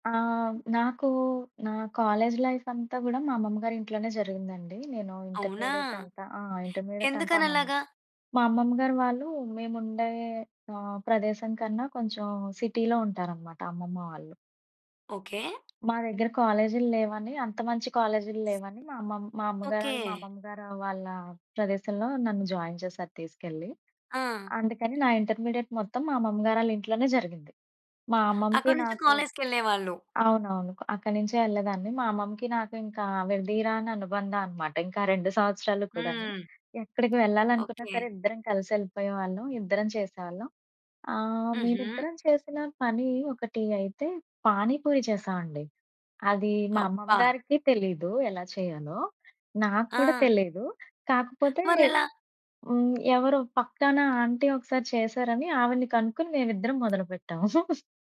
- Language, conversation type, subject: Telugu, podcast, చిన్నప్పుడు కలుసుకున్న వృద్ధుడితో జరిగిన మాటలు ఇప్పటికీ మీకు గుర్తున్నాయా?
- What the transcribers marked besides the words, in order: in English: "సిటీలో"; tapping; in English: "జాయిన్"; chuckle